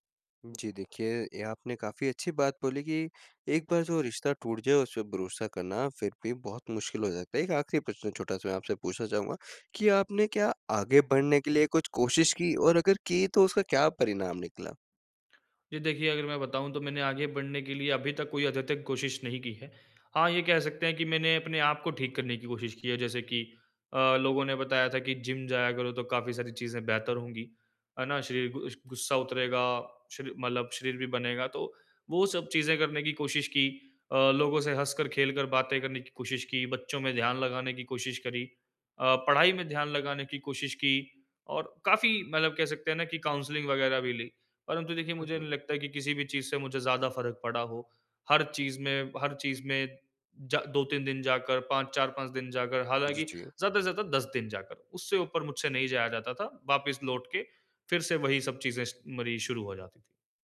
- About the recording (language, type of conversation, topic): Hindi, advice, टूटी हुई उम्मीदों से आगे बढ़ने के लिए मैं क्या कदम उठा सकता/सकती हूँ?
- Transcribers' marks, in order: "अत्यधिक" said as "अध्यतक"; in English: "काउंसलिंग"